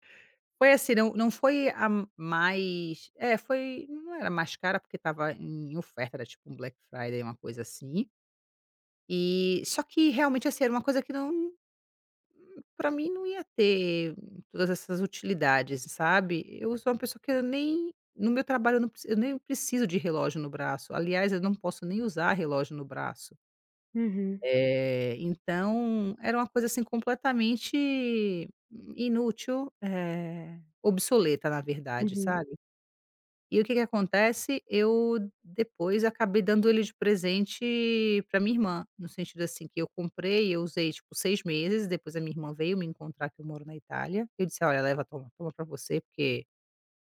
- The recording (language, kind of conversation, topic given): Portuguese, advice, Gastar impulsivamente para lidar com emoções negativas
- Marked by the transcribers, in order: tapping; other background noise